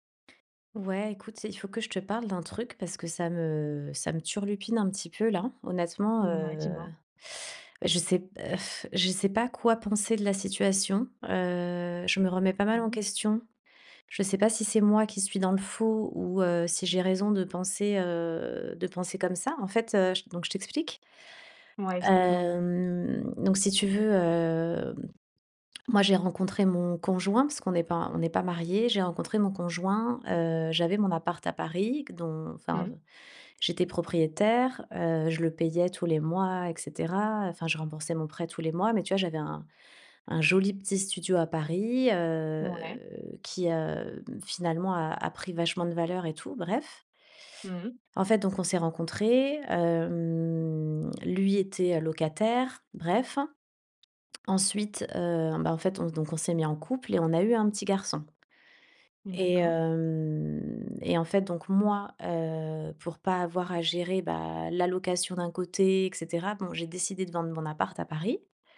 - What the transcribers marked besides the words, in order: drawn out: "Hem"; drawn out: "heu"; drawn out: "hem"; drawn out: "hem"
- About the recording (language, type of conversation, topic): French, advice, Comment gérer des disputes financières fréquentes avec mon partenaire ?